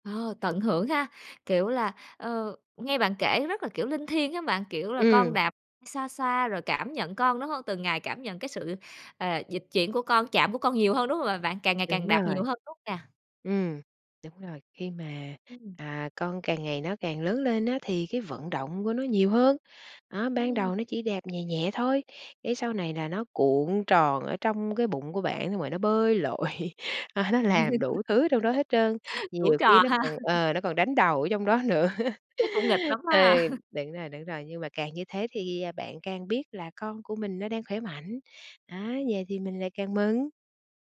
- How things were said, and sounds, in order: tapping; laughing while speaking: "lội, à"; laugh; other background noise; laughing while speaking: "nữa"; chuckle
- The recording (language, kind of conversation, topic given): Vietnamese, podcast, Lần đầu làm cha hoặc mẹ, bạn đã cảm thấy thế nào?